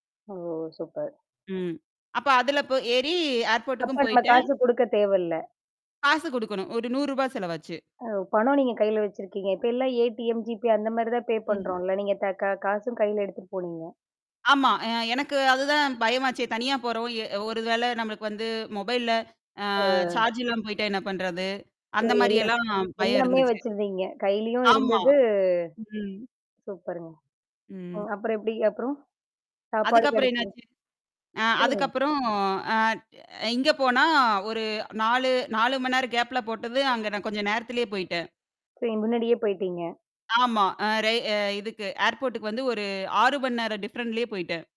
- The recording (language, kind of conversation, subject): Tamil, podcast, முதல்முறையாக தனியாக சென்னைக்கு பயணம் செய்ய நீங்கள் எப்படி திட்டமிட்டீர்கள்?
- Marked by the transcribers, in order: in another language: "ஏர்போர்டுக்கும்"; other background noise; mechanical hum; static; distorted speech; drawn out: "இருந்தது"; unintelligible speech; tapping; in another language: "ஏர்போர்டுக்கு"; in English: "டிஃப்ரென்ட்லயே"